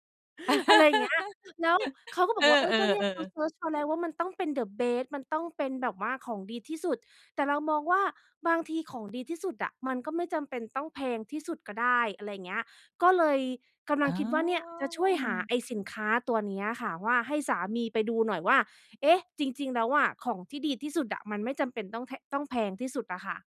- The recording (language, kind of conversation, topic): Thai, advice, จะหาสินค้าคุณภาพดีราคาไม่แพงโดยไม่ต้องเสียเงินมากได้อย่างไร?
- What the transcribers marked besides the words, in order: laugh; in English: "the best"; drawn out: "อ๋อ"